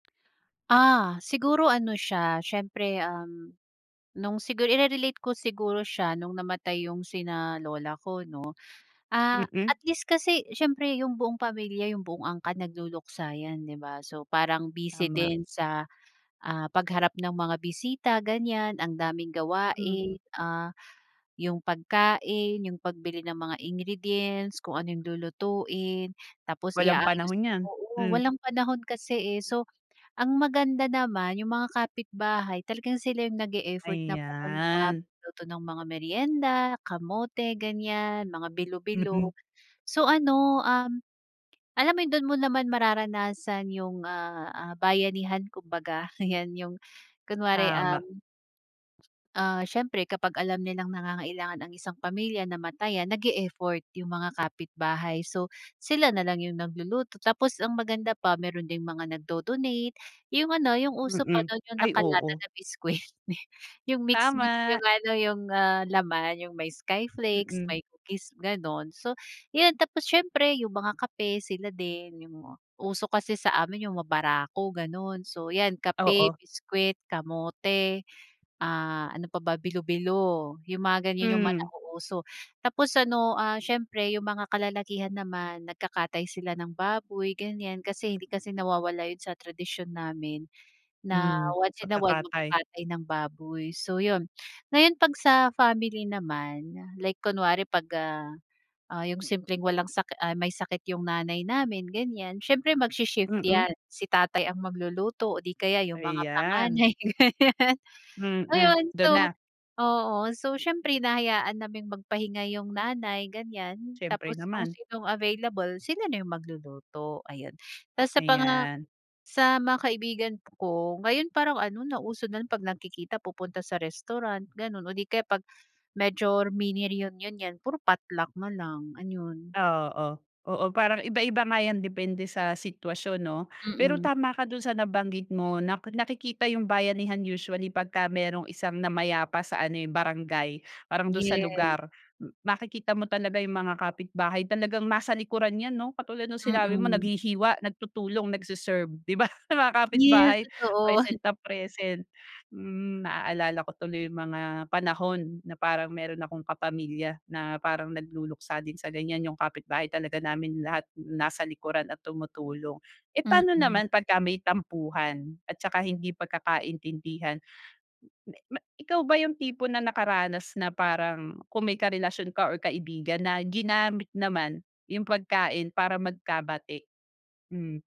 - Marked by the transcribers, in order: tapping; laughing while speaking: "biscuit"; laugh; laughing while speaking: "totoo"; laughing while speaking: "'di ba?"
- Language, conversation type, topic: Filipino, podcast, Ano ang papel ng pagkain sa pagpapakita ng pagmamahal sa pamilyang Pilipino?